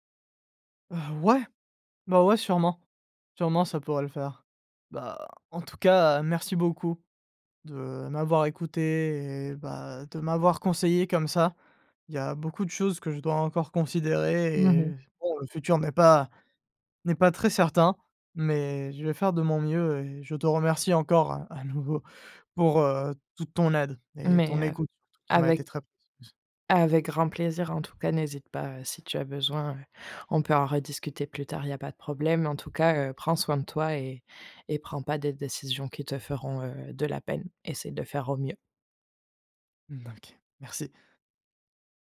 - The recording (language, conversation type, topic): French, advice, Pourquoi caches-tu ton identité pour plaire à ta famille ?
- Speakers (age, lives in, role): 20-24, France, user; 25-29, France, advisor
- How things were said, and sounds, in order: stressed: "ouais"; tapping